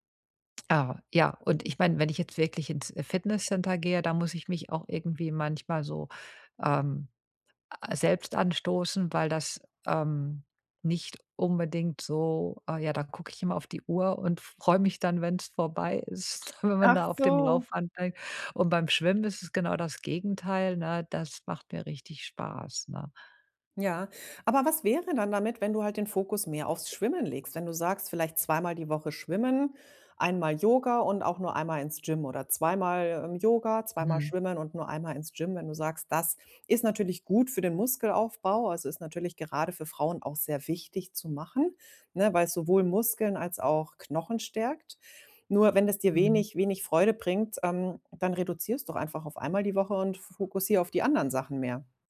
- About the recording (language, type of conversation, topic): German, advice, Wie finde ich die Motivation, regelmäßig Sport zu treiben?
- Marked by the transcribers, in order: joyful: "freu mich dann, wenn's vorbei ist, wenn da auf dem Laufband bei"; chuckle; joyful: "Ach so"; other background noise